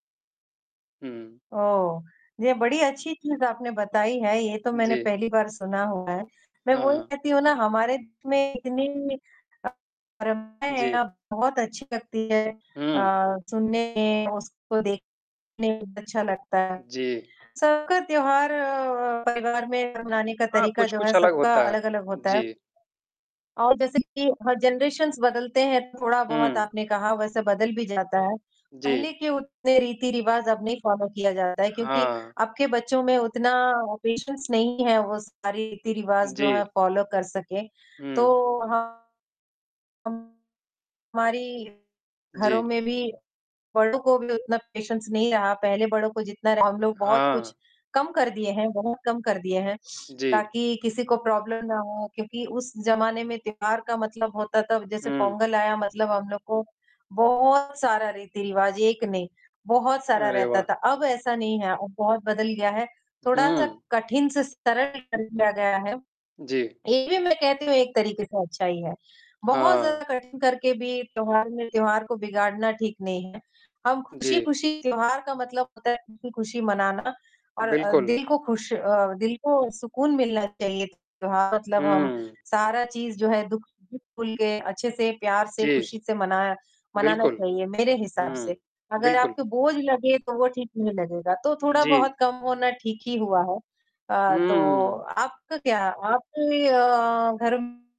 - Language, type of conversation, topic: Hindi, unstructured, आपके परिवार में त्योहार कैसे मनाए जाते हैं?
- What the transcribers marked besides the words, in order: distorted speech; unintelligible speech; static; in English: "जनरेशंस"; in English: "फॉलो"; in English: "पेशेंस"; in English: "फॉलो"; in English: "पेशेंस"; in English: "प्रॉब्लम"